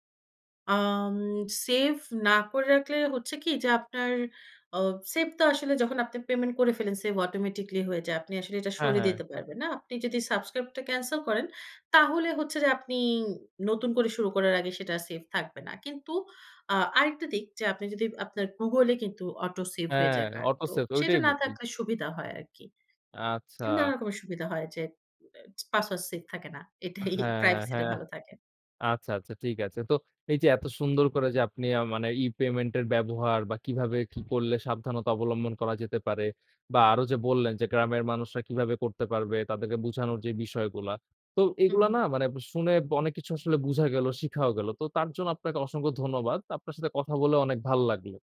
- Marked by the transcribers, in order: "ফেলেছে" said as "ফেলেঞ্ছে"; tapping; laughing while speaking: "এটাই প্রাইভেসিটা ভালো থাকে"
- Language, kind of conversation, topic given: Bengali, podcast, ই-পেমেন্ট ব্যবহার করার সময় আপনার মতে সবচেয়ে বড় সতর্কতা কী?